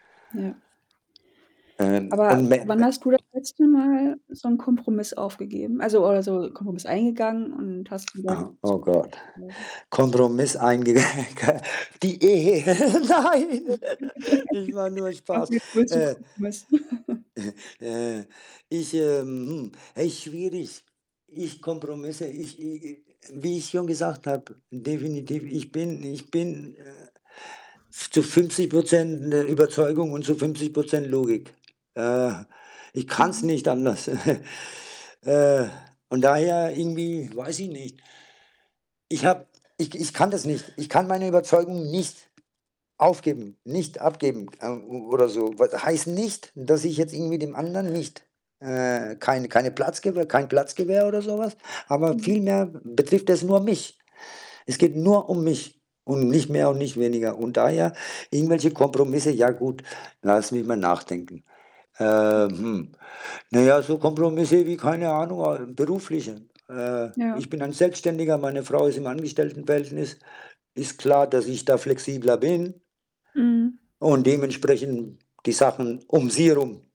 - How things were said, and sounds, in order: other background noise; distorted speech; unintelligible speech; unintelligible speech; laughing while speaking: "einge gell?"; laughing while speaking: "Nein"; giggle; unintelligible speech; giggle; unintelligible speech; giggle; chuckle; tapping
- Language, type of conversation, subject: German, unstructured, Wann bist du bereit, bei deinen Überzeugungen Kompromisse einzugehen?
- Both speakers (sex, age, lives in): female, 25-29, Germany; male, 45-49, Germany